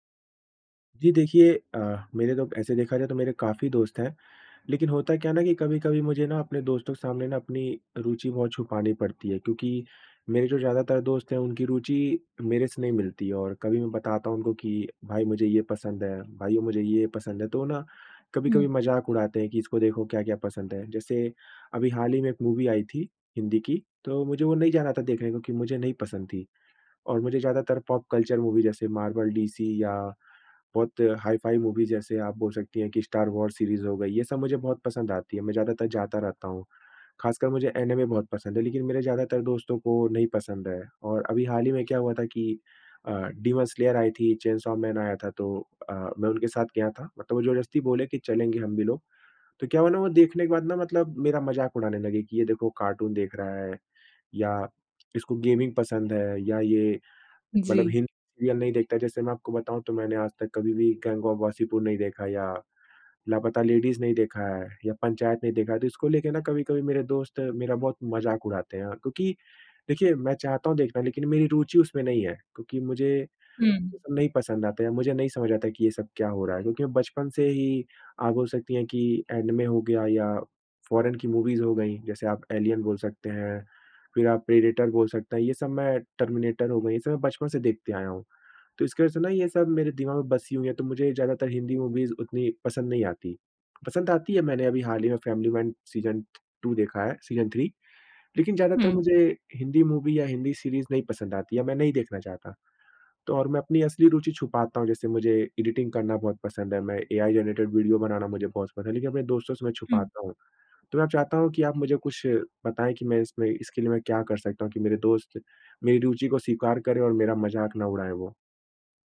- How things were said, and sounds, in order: in English: "मूवी"; in English: "पॉप कल्चर मूवी"; in English: "हाई-फ़ाई मूवीज़"; in English: "गेमिंग"; in English: "मूवीज़"; tapping
- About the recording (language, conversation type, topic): Hindi, advice, दोस्तों के बीच अपनी अलग रुचि क्यों छुपाते हैं?